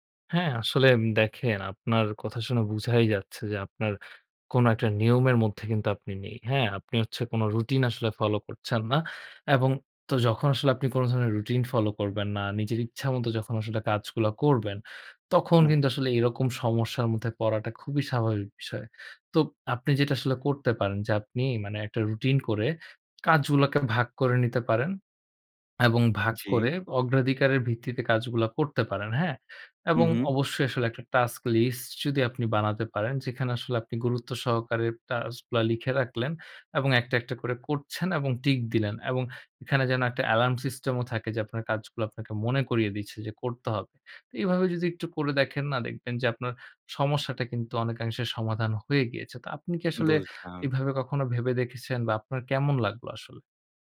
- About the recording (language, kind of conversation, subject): Bengali, advice, সময় ব্যবস্থাপনায় অসুবিধা এবং সময়মতো কাজ শেষ না করার কারণ কী?
- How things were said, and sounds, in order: swallow; tapping